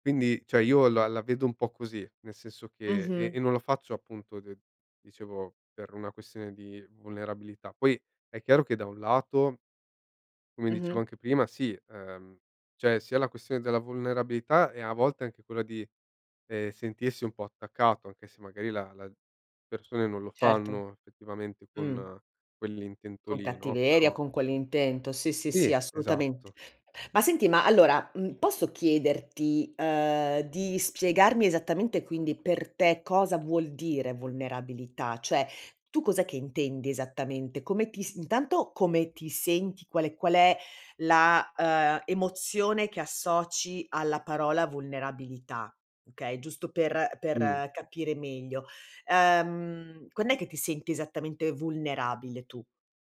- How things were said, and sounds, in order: "cioè" said as "ceh"; tapping; "cioè" said as "ceh"; other background noise; "Cioè" said as "ceh"
- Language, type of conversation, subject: Italian, podcast, Che ruolo ha la vulnerabilità quando condividi qualcosa di personale?